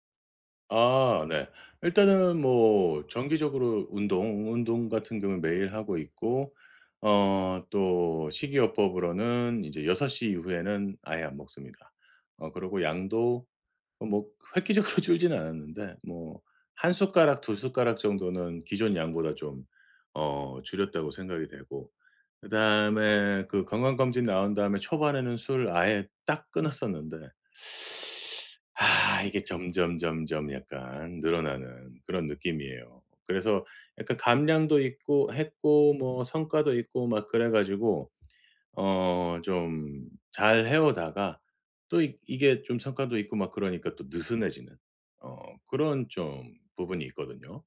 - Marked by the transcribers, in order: laughing while speaking: "획기적으로"; other background noise; teeth sucking
- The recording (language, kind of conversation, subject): Korean, advice, 유혹을 느낄 때 어떻게 하면 잘 막을 수 있나요?